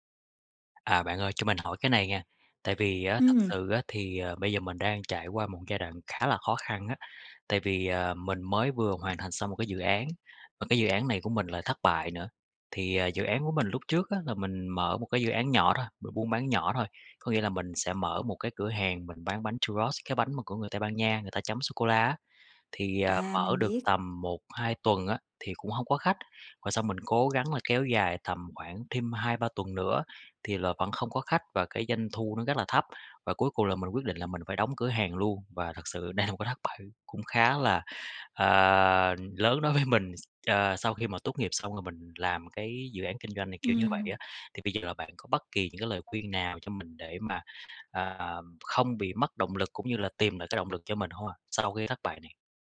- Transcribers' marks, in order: other background noise; tapping; in Spanish: "Churros"; laughing while speaking: "đây"; laughing while speaking: "với"
- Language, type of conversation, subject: Vietnamese, advice, Làm thế nào để lấy lại động lực sau khi dự án trước thất bại?